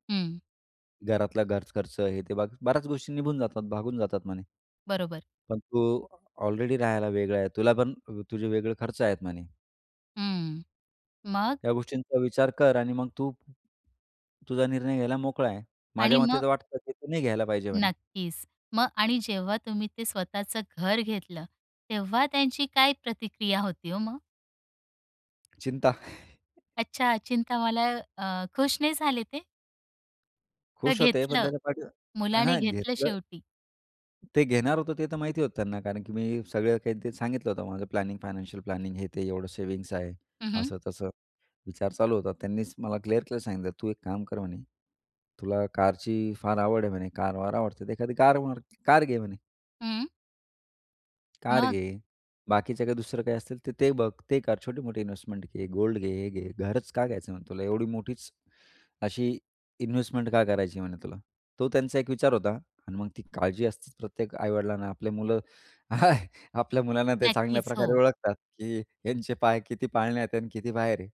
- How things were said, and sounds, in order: in English: "ऑलरेडी"; other background noise; laugh; in English: "प्लॅनिंग, फायनान्शियल प्लॅनिंग"; in English: "सेव्हिंग्स"; in English: "क्लिअर"; in English: "इन्व्हेस्टमेंट"; in English: "गोल्ड"; in English: "इन्व्हेस्टमेंट"; laugh
- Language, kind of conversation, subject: Marathi, podcast, तुमच्या आयुष्यातला मुख्य आधार कोण आहे?